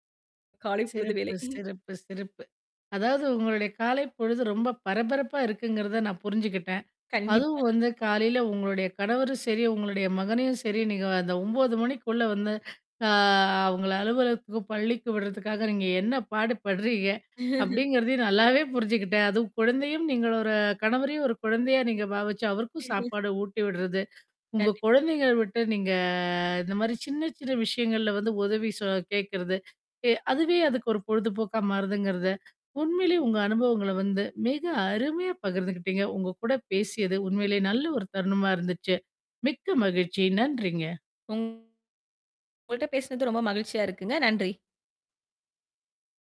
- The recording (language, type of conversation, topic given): Tamil, podcast, உங்கள் வீட்டில் காலை நேர பழக்கவழக்கங்கள் எப்படி இருக்கின்றன?
- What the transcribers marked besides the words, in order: static; chuckle; distorted speech; drawn out: "அ"; laugh; laugh; drawn out: "நீங்க"